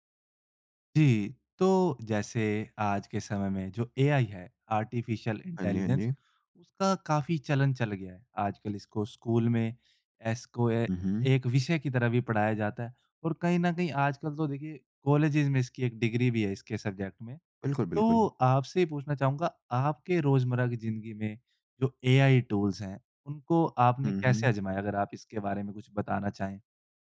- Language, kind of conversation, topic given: Hindi, podcast, एआई टूल्स को आपने रोज़मर्रा की ज़िंदगी में कैसे आज़माया है?
- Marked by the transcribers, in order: in English: "आर्टिफ़िशियल इंटेलिजेंस"; in English: "कॉलेजेज़"; in English: "सब्जेक्ट"